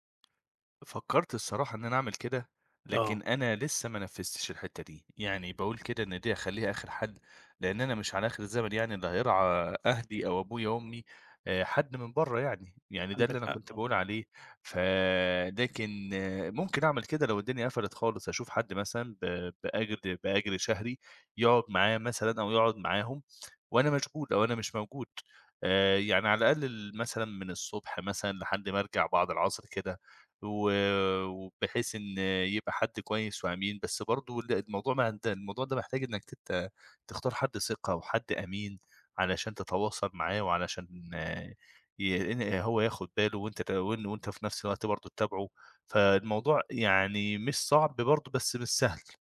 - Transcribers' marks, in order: tapping
- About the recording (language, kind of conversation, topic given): Arabic, advice, إزاي أوازن بين شغلي ورعاية أبويا وأمي الكبار في السن؟